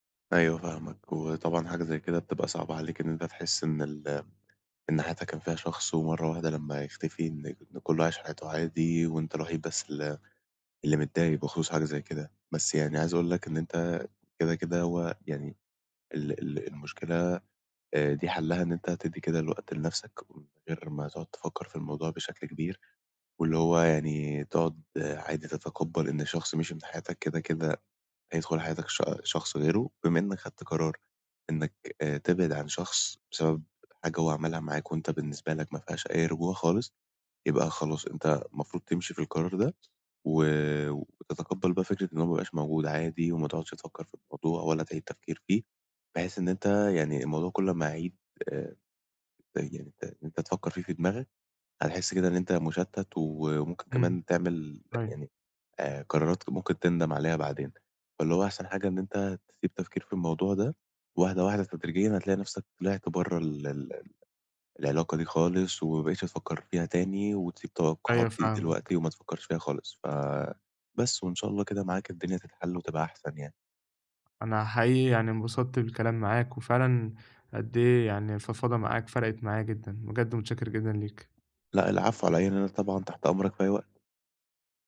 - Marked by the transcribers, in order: tapping
- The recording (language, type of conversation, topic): Arabic, advice, إزاي أتعلم أتقبل نهاية العلاقة وأظبط توقعاتي للمستقبل؟